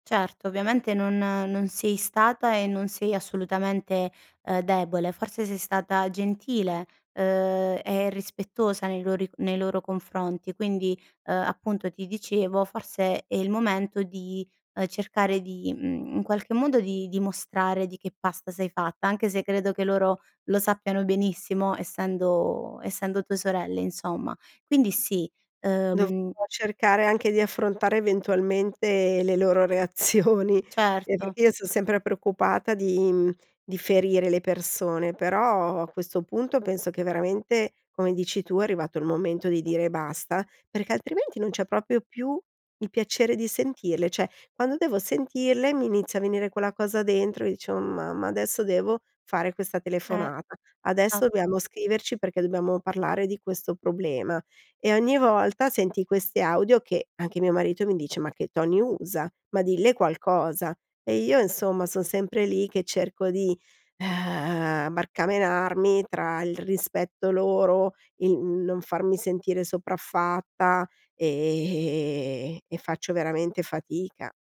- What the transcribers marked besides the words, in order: other background noise; laughing while speaking: "reazioni"; "proprio" said as "propio"; "cioè" said as "ceh"; "dobbiamo" said as "biamo"; lip trill
- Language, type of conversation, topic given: Italian, advice, Come ti senti quando la tua famiglia non ti ascolta o ti sminuisce?
- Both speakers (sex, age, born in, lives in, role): female, 30-34, Italy, Italy, advisor; female, 50-54, Italy, Italy, user